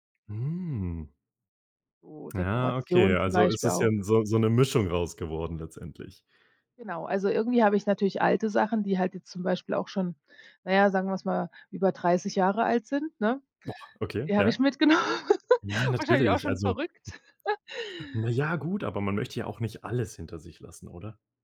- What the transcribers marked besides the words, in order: other background noise; anticipating: "Mhm"; anticipating: "Ah, okay"; drawn out: "Ah"; joyful: "Mischung draus geworden letztendlich"; surprised: "Boah"; anticipating: "Ja, natürlich"; laugh; anticipating: "Na ja, gut"; chuckle; stressed: "alles"
- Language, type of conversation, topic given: German, podcast, Welche Rolle spielen Erinnerungsstücke in deinem Zuhause?
- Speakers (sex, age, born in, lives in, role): female, 45-49, Germany, United States, guest; male, 20-24, Germany, Germany, host